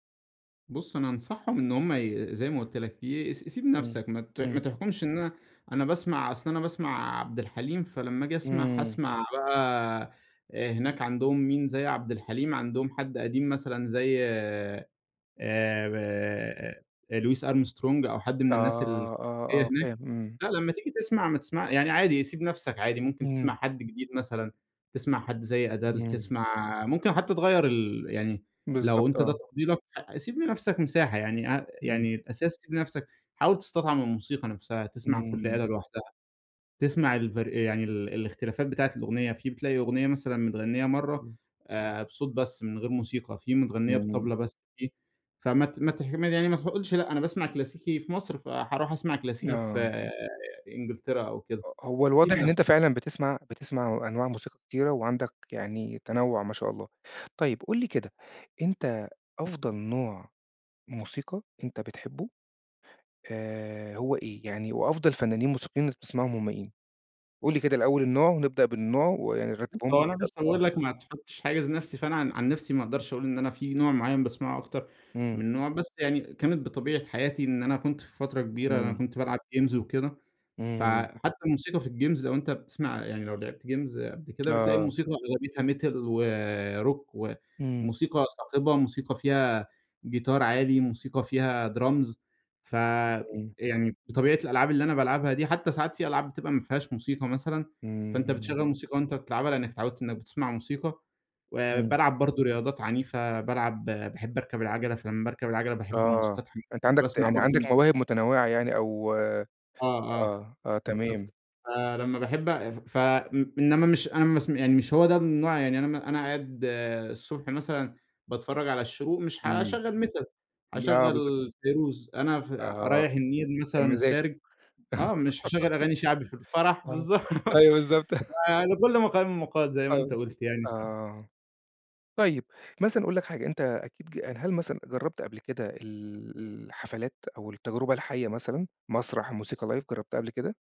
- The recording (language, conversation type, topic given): Arabic, podcast, إزاي تنصح حد يوسّع ذوقه في المزيكا؟
- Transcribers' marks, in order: in English: "games"; in English: "الgames"; tapping; in English: "games"; in English: "metal وrock"; in English: "drums"; in English: "metal"; laugh; laughing while speaking: "بالضبط"; laugh; in English: "لايڤ"